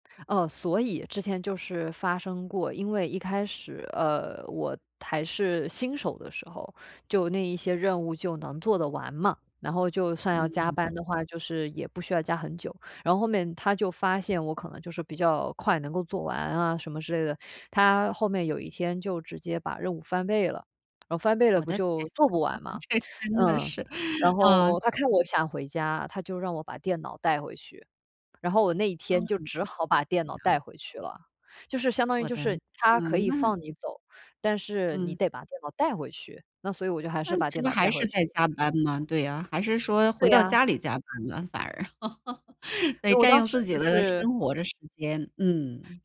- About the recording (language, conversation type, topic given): Chinese, podcast, 你是怎么在工作和生活之间划清界线的？
- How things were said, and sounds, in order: laugh; laughing while speaking: "这真的是"; laugh